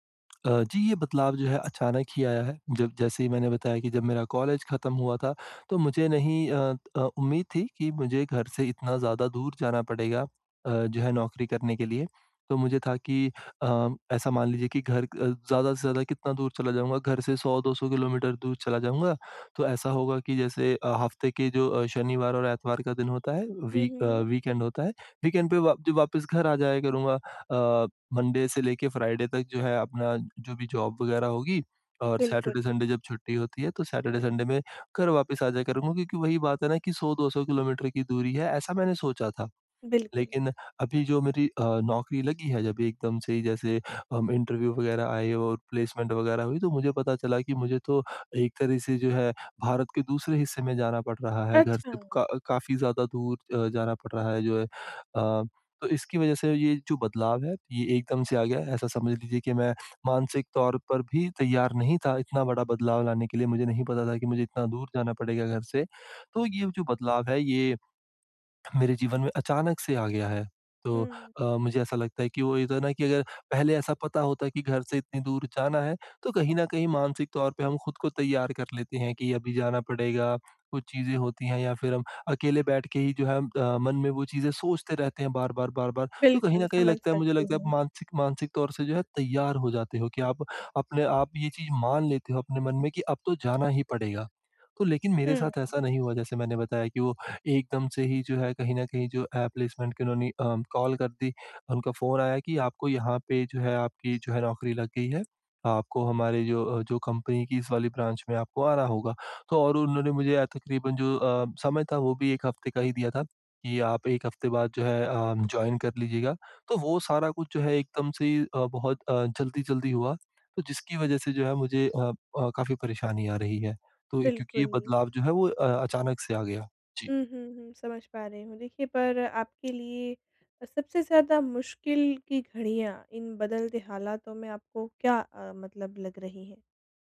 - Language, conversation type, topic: Hindi, advice, बदलते हालातों के साथ मैं खुद को कैसे समायोजित करूँ?
- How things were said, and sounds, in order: in English: "वीक"; in English: "वीकेंड"; in English: "वीकेंड"; in English: "मंडे"; in English: "फ्राइडे"; in English: "जॉब"; in English: "सैटरडे, संडे"; in English: "सैटरडे, संडे"; in English: "इंटरव्यू"; in English: "प्लेसमेंट"; in English: "प्लेसमेंट"; in English: "ब्रांच"; in English: "जॉइन"; tapping